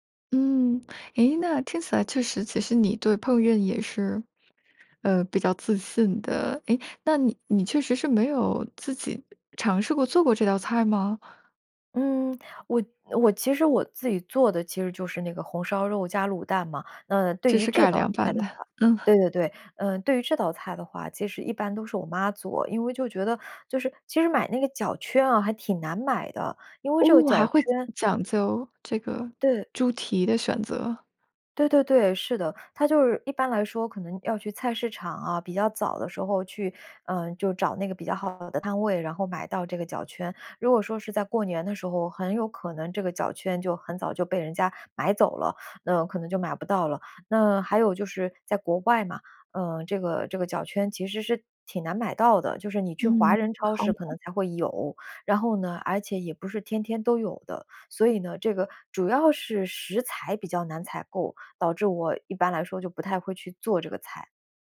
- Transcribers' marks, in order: other background noise; laughing while speaking: "改良版的，嗯"; teeth sucking
- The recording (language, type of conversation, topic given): Chinese, podcast, 你眼中最能代表家乡味道的那道菜是什么？